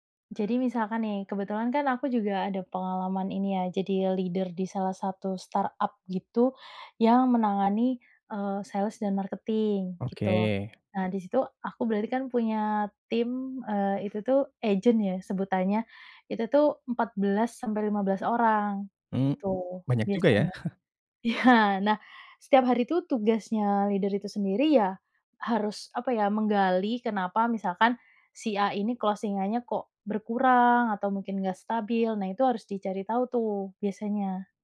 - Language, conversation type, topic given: Indonesian, podcast, Bagaimana cara mengajukan pertanyaan agar orang merasa nyaman untuk bercerita?
- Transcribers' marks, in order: other background noise; in English: "leader"; in English: "startup"; in English: "sales"; in English: "marketing"; in English: "agent"; laughing while speaking: "Iya"; chuckle; in English: "leader"; in English: "closing-annya"